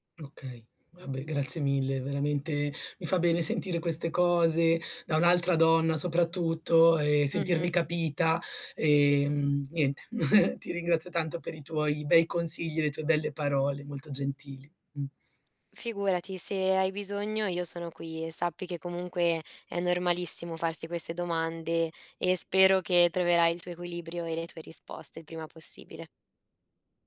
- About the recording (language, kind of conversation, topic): Italian, advice, Come descriveresti il senso di colpa che provi quando ti prendi del tempo per te?
- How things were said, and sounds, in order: giggle